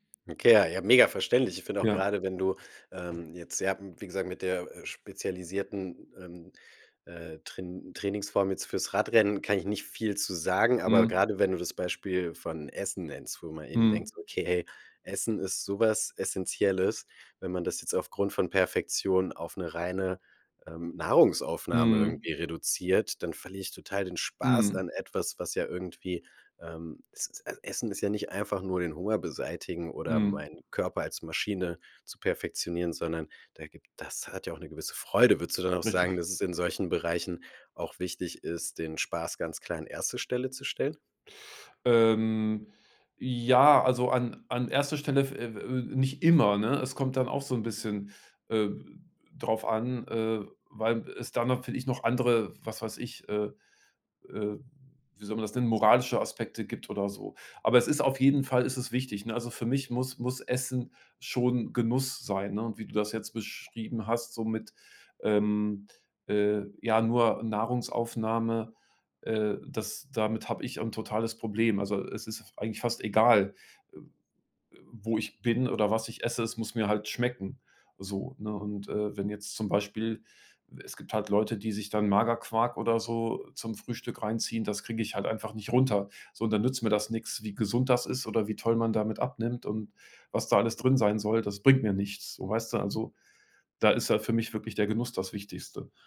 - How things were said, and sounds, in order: other background noise
- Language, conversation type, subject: German, podcast, Wie findest du die Balance zwischen Perfektion und Spaß?